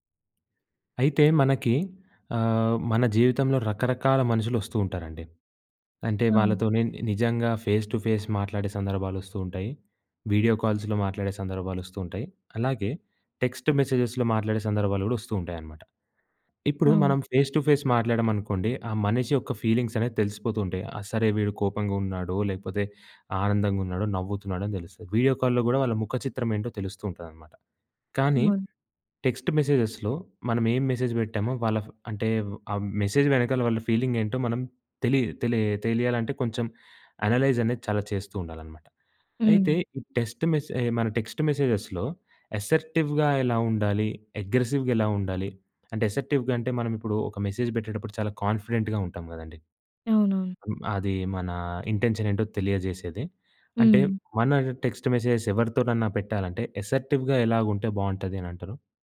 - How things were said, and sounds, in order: tapping; in English: "ఫేస్ టు ఫేస్"; in English: "వీడియో కాల్స్‌లో"; in English: "టెక్స్ట్ మెసేజెస్‍లో"; in English: "ఫేస్ టు ఫేస్"; in English: "ఫీలింగ్స్"; in English: "వీడియో కాల్‍లో"; in English: "టెక్స్ట్ మెసేజెస్‌లో"; in English: "మెసేజ్"; in English: "మెసేజ్"; in English: "ఫీలింగ్"; in English: "అనలైజ్"; in English: "టెక్స్ట్ మెసే"; in English: "టెక్స్ట్ మెసేజెస్‌లో అసర్టివ్‌గా"; in English: "అగ్రెసివ్‌గా"; in English: "అసర్టివ్‍గా"; in English: "మెసేజ్"; in English: "కాన్‌ఫిడెంట్‌గా"; unintelligible speech; in English: "ఇంటెన్షన్"; in English: "టెక్స్ట్ మెసేజ్స్"; in English: "అసర్టివ్‌గా"
- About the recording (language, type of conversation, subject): Telugu, podcast, ఆన్‌లైన్ సందేశాల్లో గౌరవంగా, స్పష్టంగా మరియు ధైర్యంగా ఎలా మాట్లాడాలి?